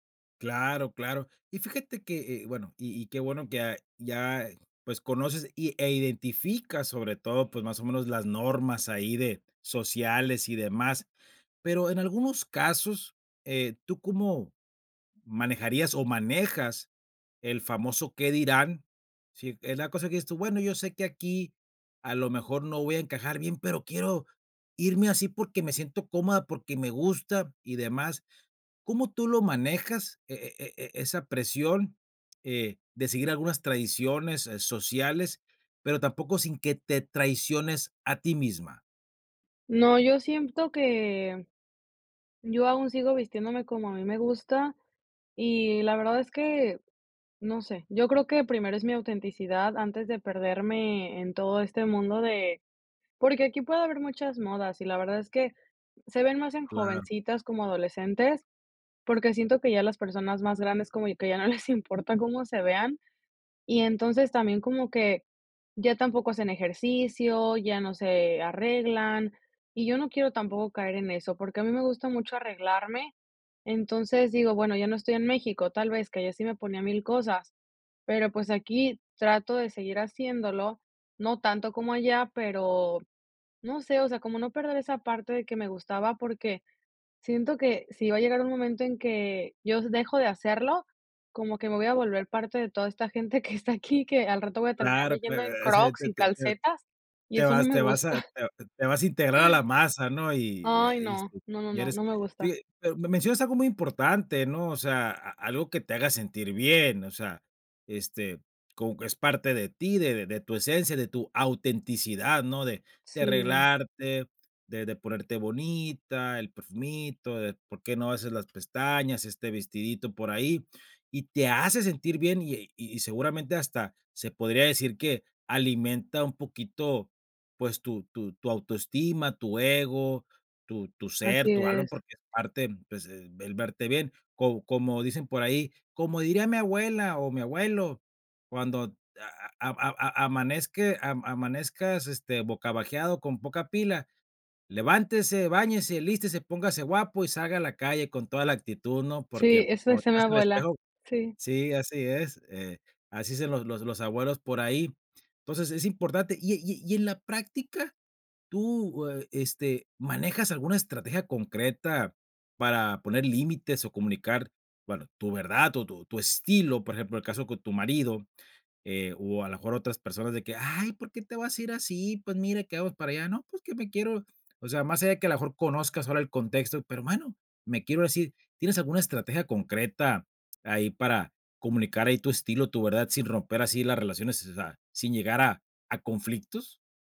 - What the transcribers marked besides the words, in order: laughing while speaking: "no les"; laughing while speaking: "está aquí"; chuckle; tapping; stressed: "autenticidad"
- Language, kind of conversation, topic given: Spanish, podcast, ¿Cómo equilibras autenticidad y expectativas sociales?